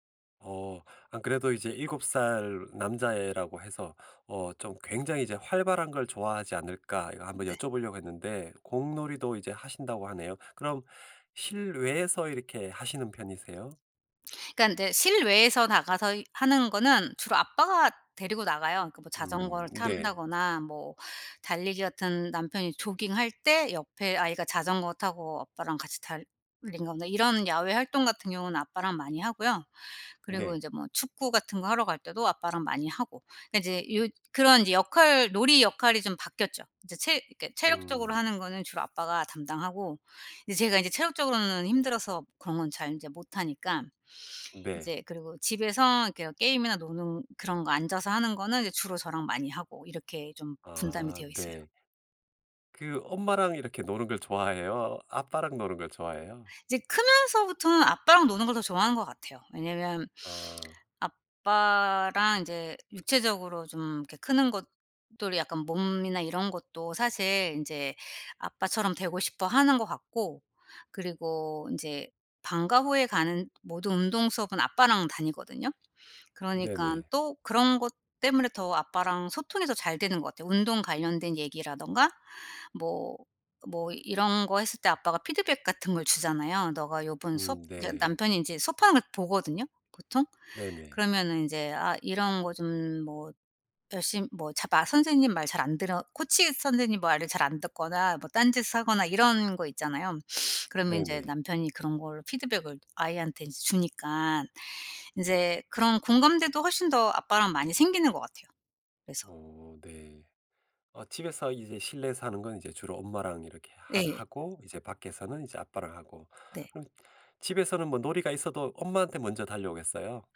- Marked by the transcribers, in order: other background noise; sniff
- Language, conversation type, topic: Korean, podcast, 집에서 간단히 할 수 있는 놀이가 뭐가 있을까요?